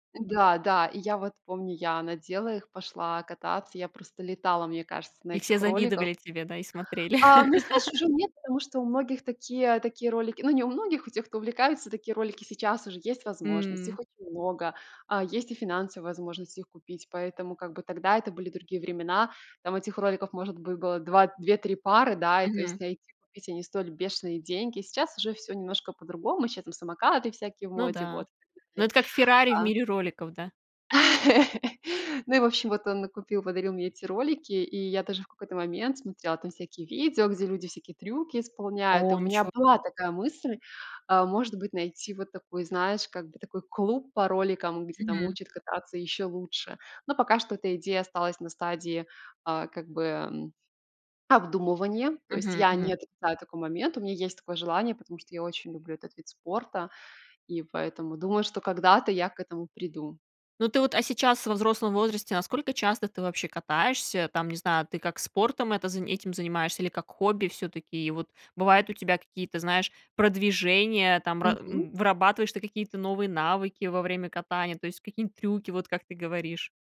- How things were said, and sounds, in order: other background noise; laugh; laugh
- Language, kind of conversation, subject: Russian, podcast, Что из ваших детских увлечений осталось с вами до сих пор?